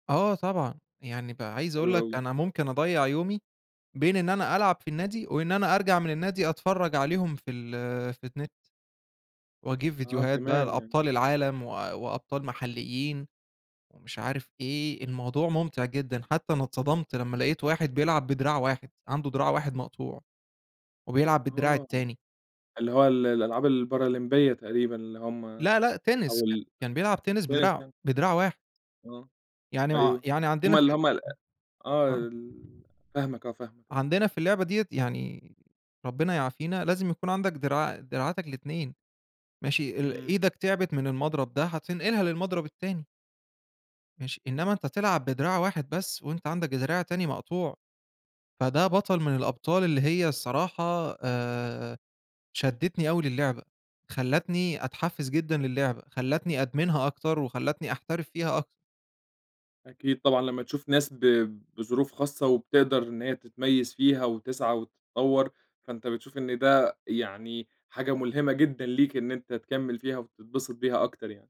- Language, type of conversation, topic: Arabic, podcast, إيه أحلى ذكرى عندك مرتبطة بهواية بتحبّها؟
- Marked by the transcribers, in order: unintelligible speech; unintelligible speech